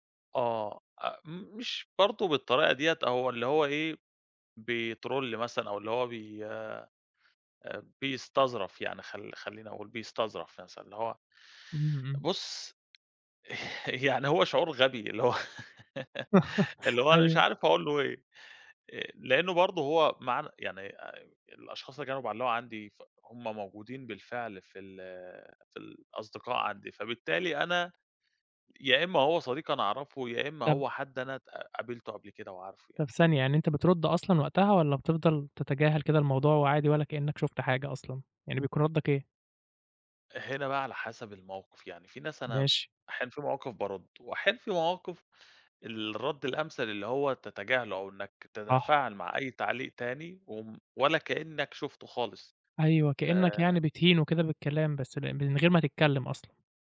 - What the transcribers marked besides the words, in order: in English: "بيترول"; chuckle; laugh; laugh
- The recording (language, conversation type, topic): Arabic, podcast, إزاي بتتعامل مع التعليقات السلبية على الإنترنت؟